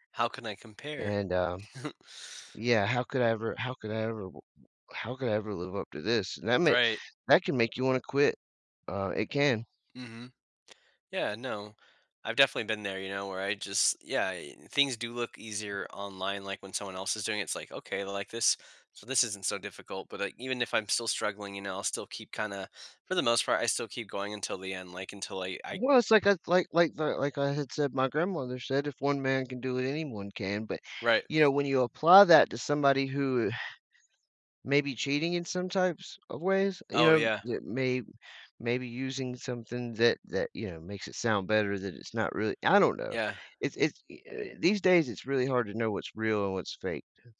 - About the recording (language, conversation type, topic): English, podcast, How have your childhood experiences shaped who you are today?
- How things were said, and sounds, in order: tsk; chuckle; tapping; other background noise; exhale; other noise